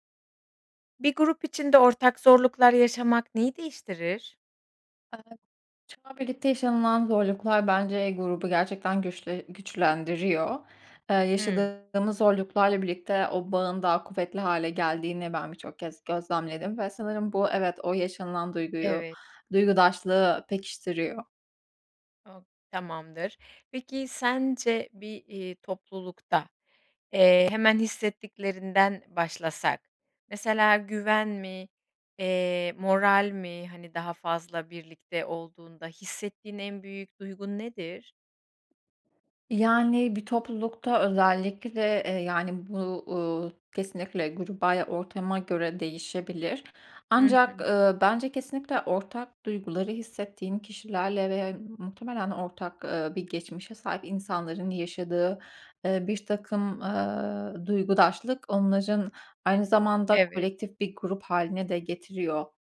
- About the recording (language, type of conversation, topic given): Turkish, podcast, Bir grup içinde ortak zorluklar yaşamak neyi değiştirir?
- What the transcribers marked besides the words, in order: unintelligible speech